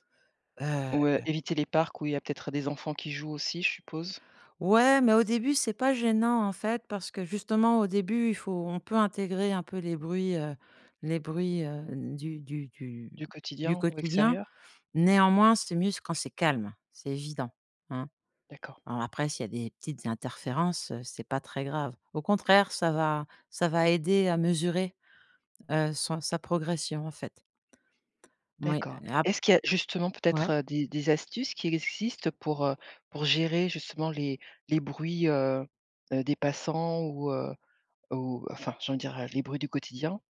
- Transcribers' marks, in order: none
- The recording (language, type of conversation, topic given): French, podcast, Quel conseil donnerais-tu à quelqu’un qui débute la méditation en plein air ?